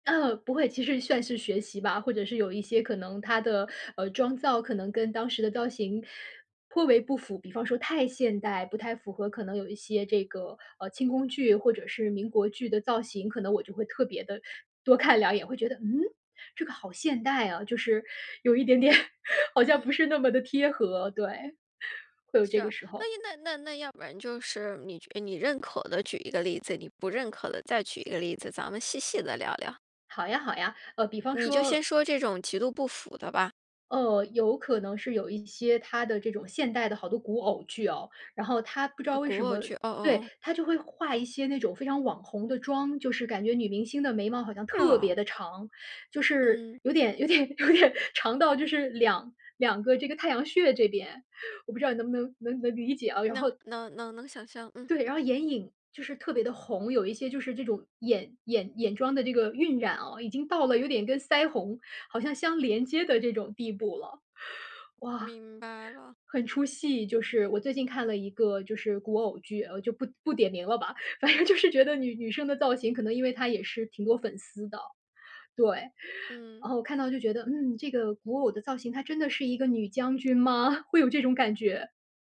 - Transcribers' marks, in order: other background noise; laughing while speaking: "点好像"; laughing while speaking: "有点 有点"; laughing while speaking: "反正就是觉得"; chuckle
- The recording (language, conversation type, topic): Chinese, podcast, 你对哪部电影或电视剧的造型印象最深刻？